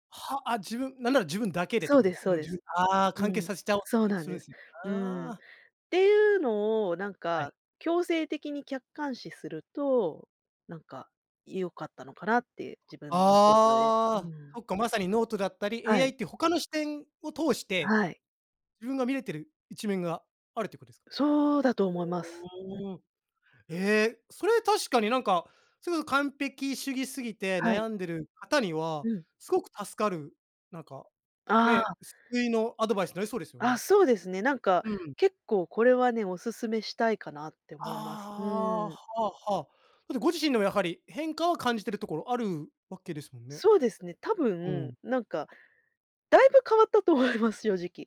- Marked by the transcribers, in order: unintelligible speech; laughing while speaking: "思います"
- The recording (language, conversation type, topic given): Japanese, podcast, 完璧を目指すべきか、まずは出してみるべきか、どちらを選びますか？